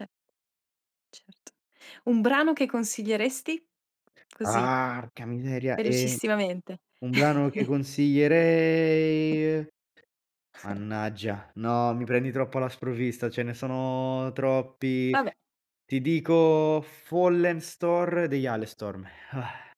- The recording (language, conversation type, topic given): Italian, podcast, Che musica ti rappresenta di più?
- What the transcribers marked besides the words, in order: tapping; drawn out: "consiglierei"; chuckle; other background noise; chuckle; "Star" said as "storr"; sigh